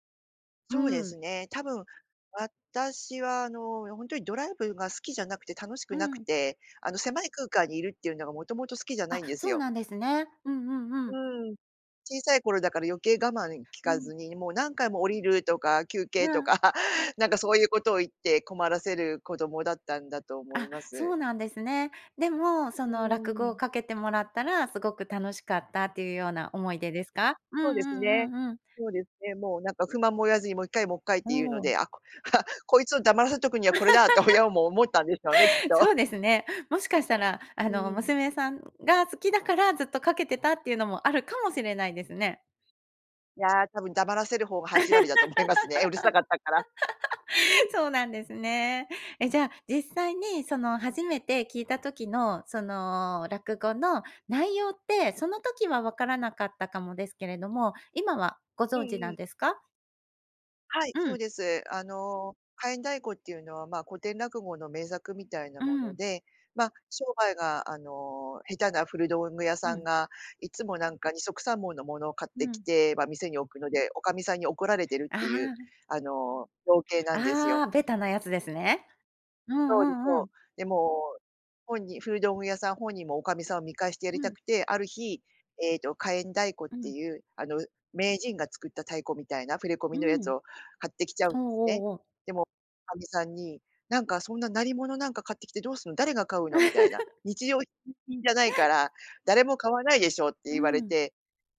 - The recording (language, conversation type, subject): Japanese, podcast, 初めて心を動かされた曲は何ですか？
- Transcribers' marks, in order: laugh; laugh; laughing while speaking: "親も思ったんでしょうねきっと"; laugh; laughing while speaking: "思いますね"; laugh; unintelligible speech; laugh